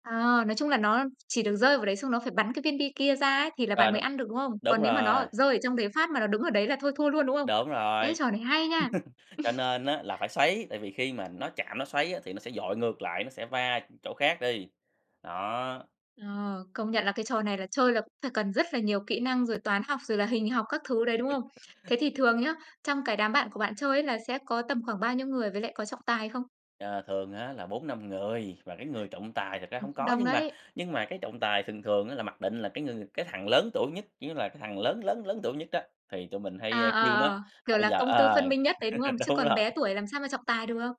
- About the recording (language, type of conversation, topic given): Vietnamese, podcast, Hồi nhỏ, bạn và đám bạn thường chơi những trò gì?
- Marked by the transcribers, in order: laugh; tapping; other background noise; laugh; laugh